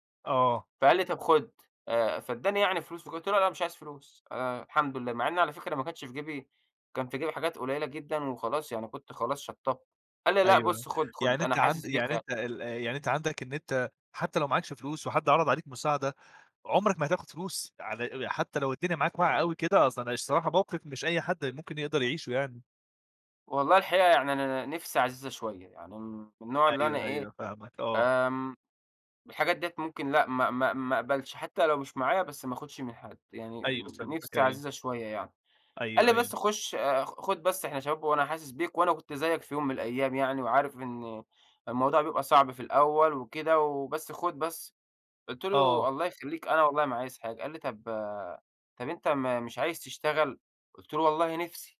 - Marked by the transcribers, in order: none
- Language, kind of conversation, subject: Arabic, podcast, إحكيلي عن مقابلة عشوائية غيّرت مجرى حياتك؟